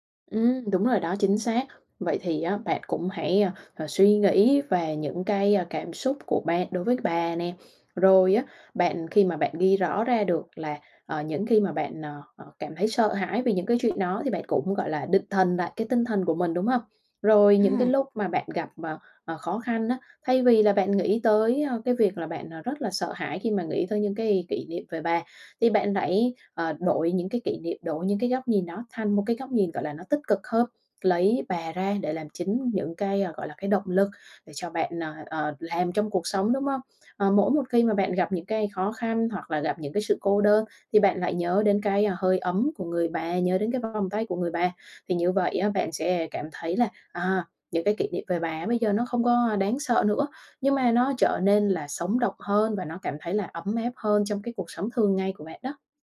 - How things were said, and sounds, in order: tapping; other background noise
- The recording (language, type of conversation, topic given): Vietnamese, advice, Vì sao những kỷ niệm chung cứ ám ảnh bạn mỗi ngày?